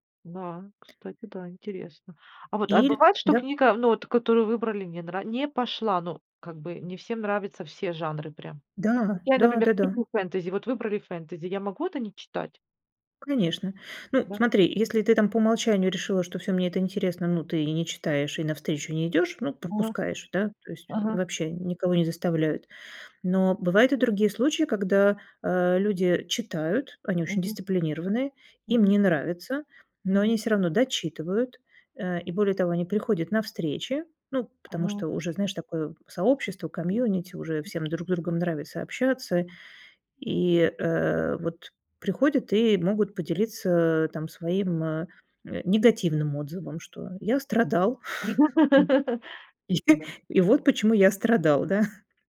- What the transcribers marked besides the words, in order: tapping; laugh; chuckle; other background noise
- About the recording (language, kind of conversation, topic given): Russian, podcast, Как понять, что ты наконец нашёл своё сообщество?